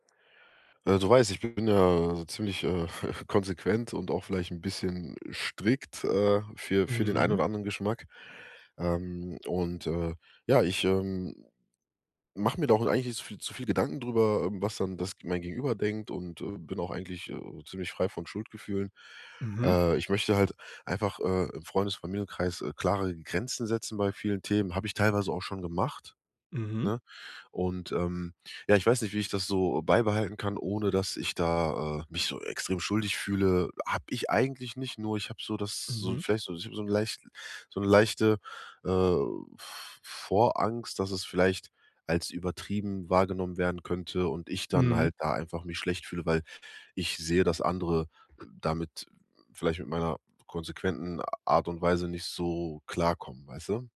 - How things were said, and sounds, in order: laugh
- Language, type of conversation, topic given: German, advice, Wie kann ich bei Freunden Grenzen setzen, ohne mich schuldig zu fühlen?